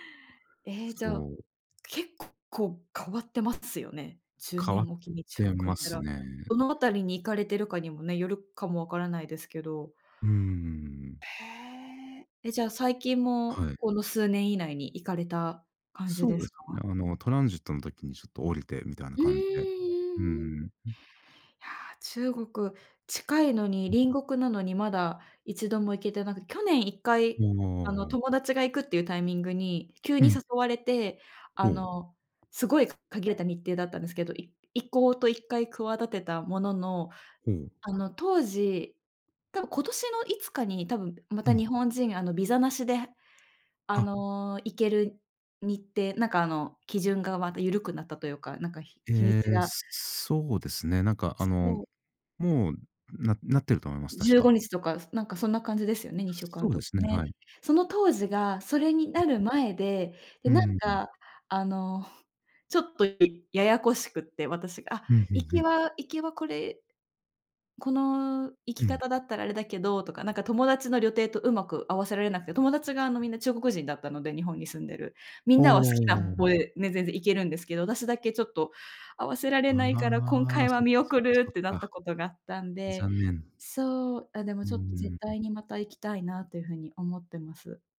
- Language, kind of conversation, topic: Japanese, unstructured, 旅行するとき、どんな場所に行きたいですか？
- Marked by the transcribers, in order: tapping; other noise